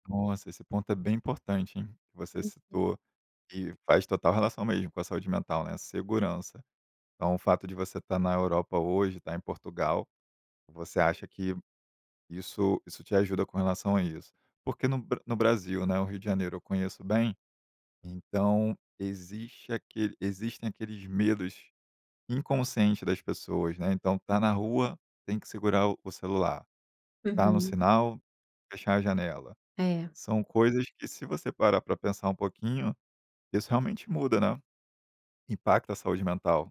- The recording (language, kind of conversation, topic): Portuguese, podcast, Como a simplicidade pode melhorar a saúde mental e fortalecer o contato com a natureza?
- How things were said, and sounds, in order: none